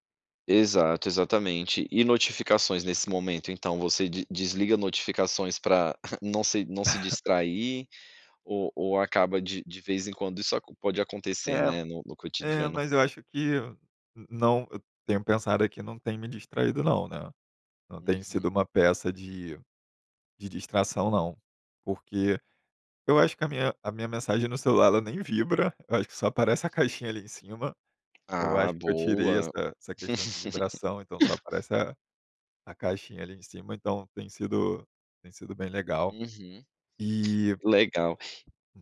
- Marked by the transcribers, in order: chuckle; laugh; tapping; laugh
- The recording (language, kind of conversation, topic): Portuguese, podcast, Como a tecnologia ajuda ou atrapalha seus estudos?